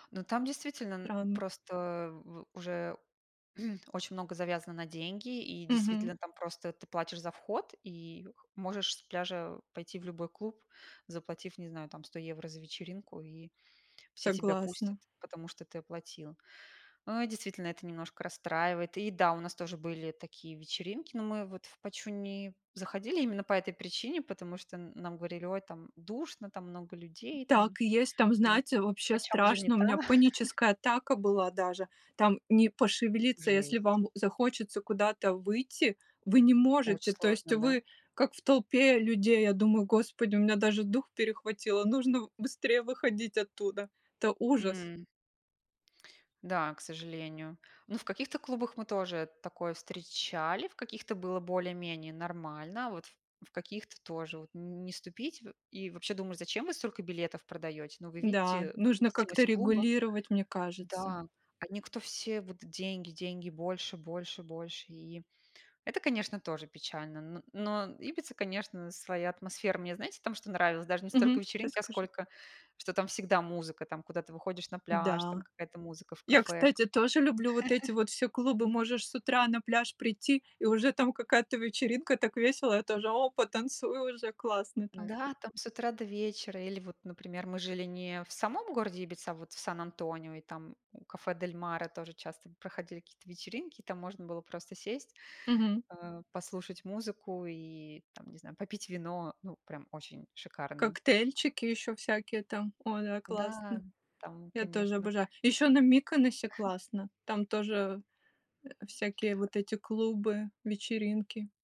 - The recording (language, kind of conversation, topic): Russian, unstructured, Какую роль играет музыка в твоей жизни?
- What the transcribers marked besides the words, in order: throat clearing; other background noise; chuckle; chuckle; chuckle